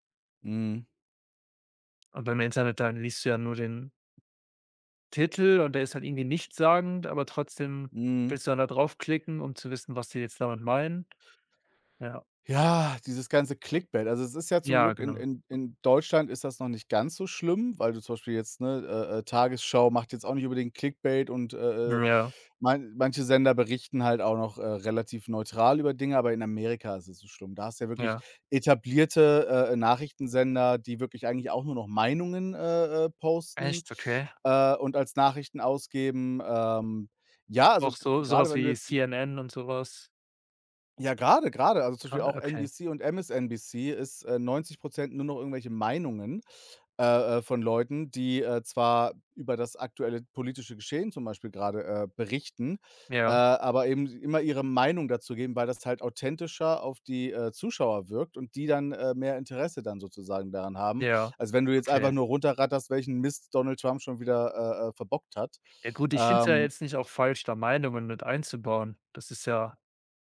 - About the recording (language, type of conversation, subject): German, unstructured, Wie beeinflussen soziale Medien unsere Wahrnehmung von Nachrichten?
- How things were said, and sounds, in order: other background noise; tapping